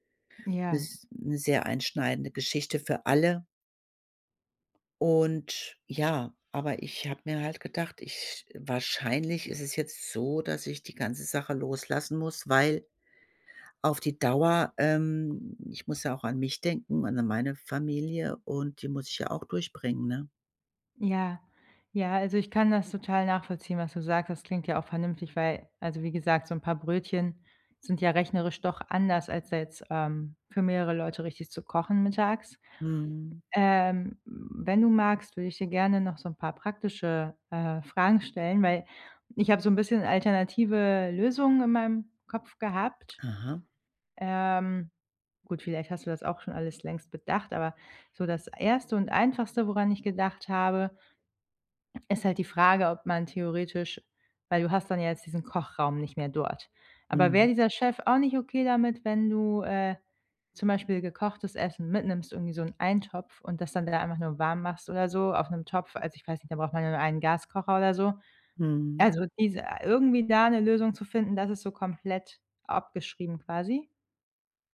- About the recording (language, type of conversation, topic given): German, advice, Wie kann ich loslassen und meine Zukunft neu planen?
- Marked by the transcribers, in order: other background noise